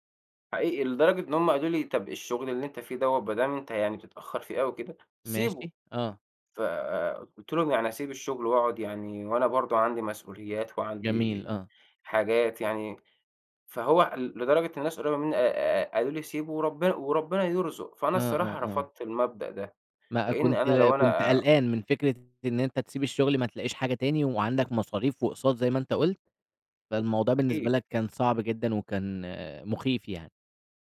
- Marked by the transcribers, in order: none
- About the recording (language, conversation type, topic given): Arabic, podcast, إيه العلامات اللي بتقول إن شغلك بيستنزفك؟